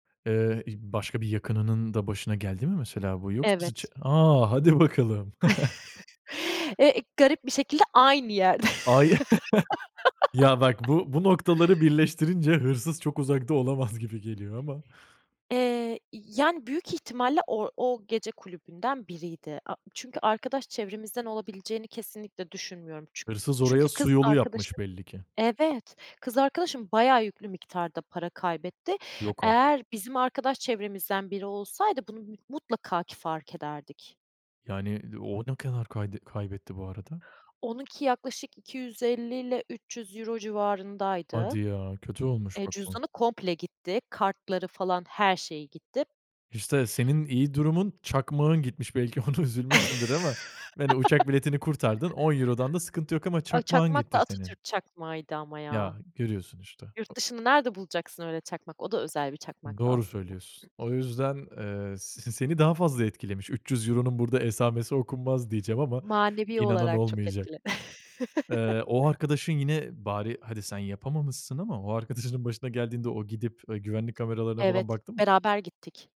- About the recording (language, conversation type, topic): Turkish, podcast, Cüzdanın hiç çalındı mı ya da kayboldu mu?
- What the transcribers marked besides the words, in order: chuckle; laughing while speaking: "hadi bakalım"; chuckle; laughing while speaking: "A, ye"; chuckle; laughing while speaking: "yerde"; laugh; laughing while speaking: "olamaz gibi geliyor ama"; anticipating: "Yani, d o ne kadar kayd kaybetti bu arada?"; laughing while speaking: "ona üzülmüşsündür"; chuckle; other background noise; chuckle; laughing while speaking: "arkadaşının"